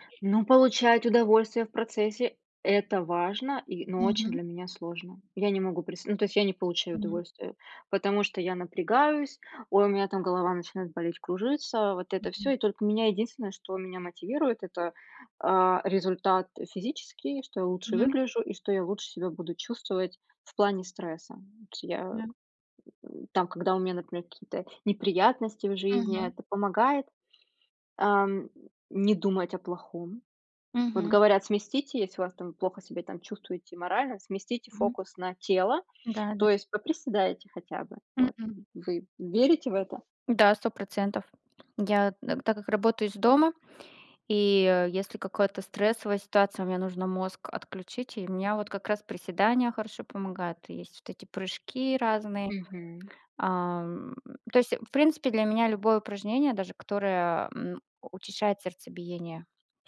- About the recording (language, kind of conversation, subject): Russian, unstructured, Как спорт влияет на твоё настроение каждый день?
- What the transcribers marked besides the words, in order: none